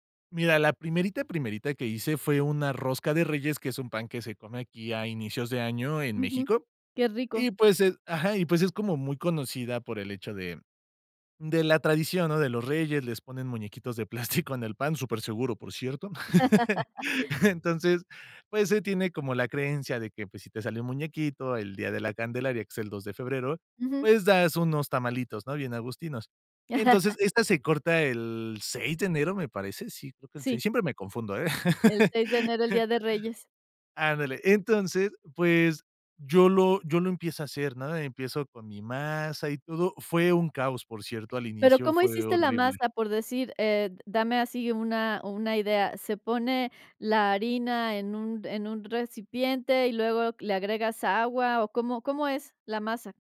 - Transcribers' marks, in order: chuckle; laugh; laugh; laugh
- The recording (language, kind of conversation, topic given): Spanish, podcast, Cómo empezaste a hacer pan en casa y qué aprendiste